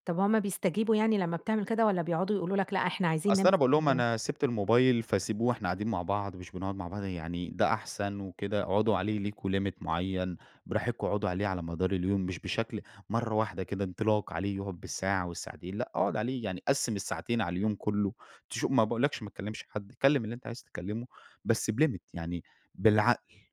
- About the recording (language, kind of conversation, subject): Arabic, podcast, إزاي بتوازن وقتك بين السوشيال ميديا وحياتك الحقيقية؟
- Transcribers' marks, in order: in English: "limit"; in English: "بlimit"